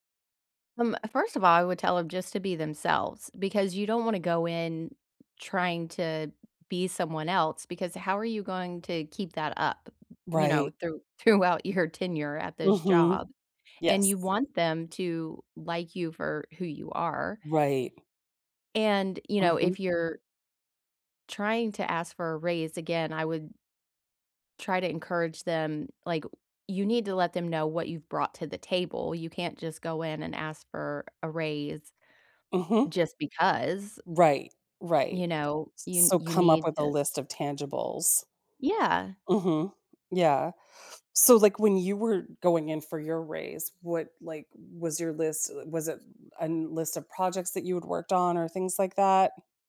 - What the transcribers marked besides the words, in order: laughing while speaking: "throughout"; tapping
- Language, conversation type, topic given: English, unstructured, How can I build confidence to ask for what I want?